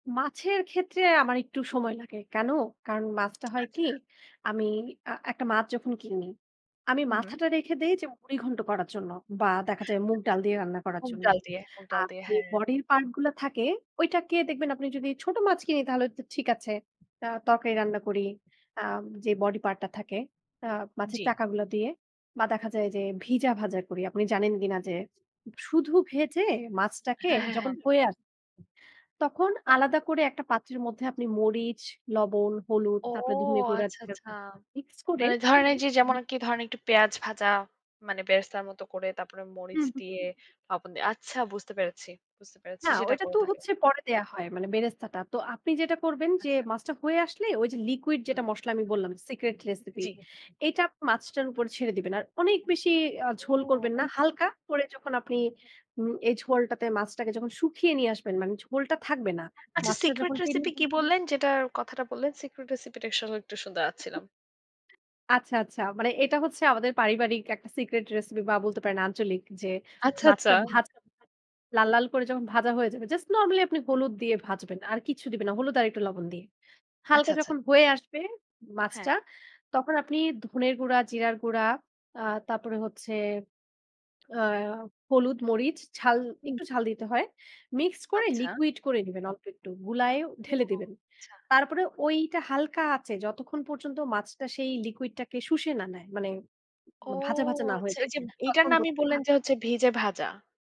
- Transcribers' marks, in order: other background noise; "আচ্ছা" said as "আচ্চা"; tapping; other noise; "ধনিয়া" said as "ধনে"; "আচ্ছা" said as "আচ্চা"; "ধনিয়ার" said as "ধনের"; in English: "liquid"; in English: "liquid"
- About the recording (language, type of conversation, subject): Bengali, podcast, কম খরচে সুস্বাদু খাবার বানাতে আপনি কী করেন?